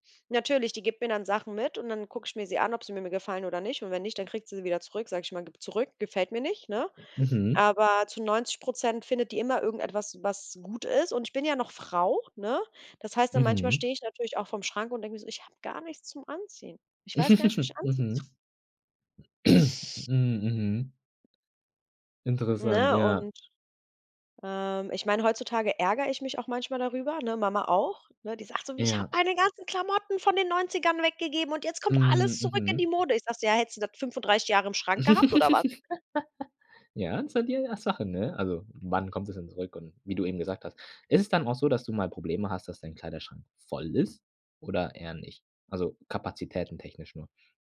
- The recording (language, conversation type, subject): German, podcast, Wie gehst du beim Ausmisten normalerweise vor?
- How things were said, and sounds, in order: other background noise; chuckle; throat clearing; put-on voice: "Ich habe meine ganzen Klamotten … in die Mode"; giggle